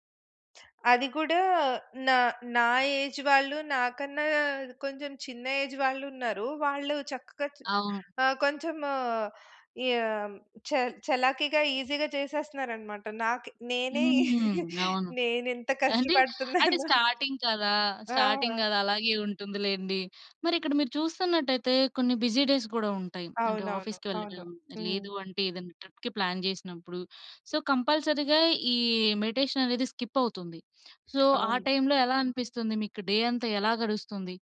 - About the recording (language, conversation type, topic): Telugu, podcast, మీ రోజువారీ దినచర్యలో ధ్యానం లేదా శ్వాసాభ్యాసం ఎప్పుడు, ఎలా చోటు చేసుకుంటాయి?
- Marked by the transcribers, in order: other background noise; in English: "ఏజ్"; in English: "ఏజ్"; in English: "ఈజీగా"; laughing while speaking: "నేనెంత కష్టపడుతున్నానో"; in English: "స్టార్టింగ్"; in English: "స్టార్టింగ్"; in English: "బిజీ డేస్"; in English: "ట్రిప్‌కి ప్లాన్"; in English: "సో, కంపల్సరీ‌గా"; in English: "మెడిటేషన్"; tapping; in English: "స్కిప్"; in English: "సో"; in English: "డే"